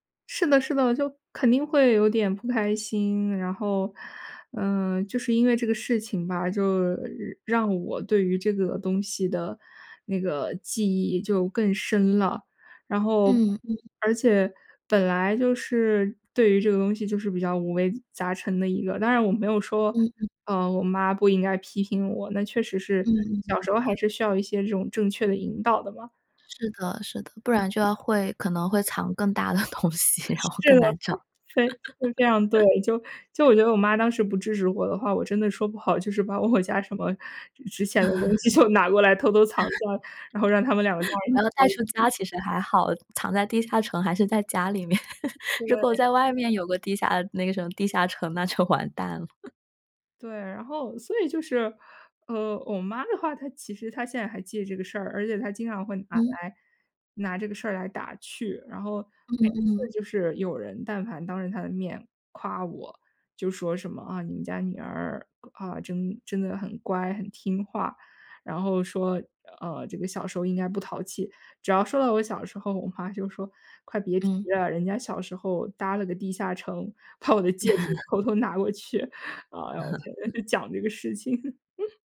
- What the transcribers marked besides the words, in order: other background noise; other noise; giggle; laugh; chuckle; chuckle; chuckle; tapping; chuckle; chuckle
- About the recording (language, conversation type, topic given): Chinese, podcast, 你童年时有没有一个可以分享的秘密基地？